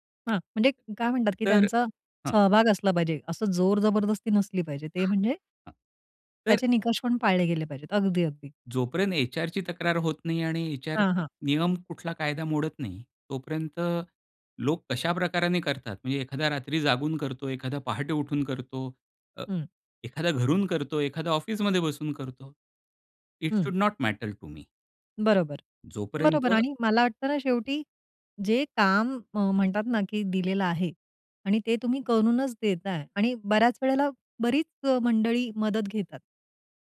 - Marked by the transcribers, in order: tapping; other background noise; exhale; in English: "इट शुल्ड नॉट मॅटर टू मी"
- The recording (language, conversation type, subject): Marathi, podcast, फीडबॅक देताना तुमची मांडणी कशी असते?